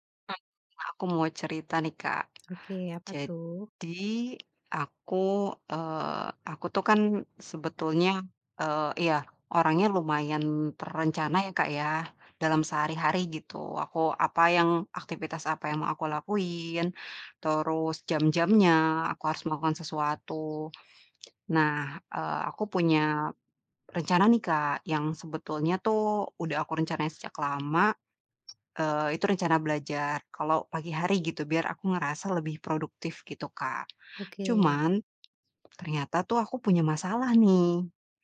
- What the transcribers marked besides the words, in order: unintelligible speech; bird
- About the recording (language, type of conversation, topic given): Indonesian, advice, Kenapa saya sulit bangun pagi secara konsisten agar hari saya lebih produktif?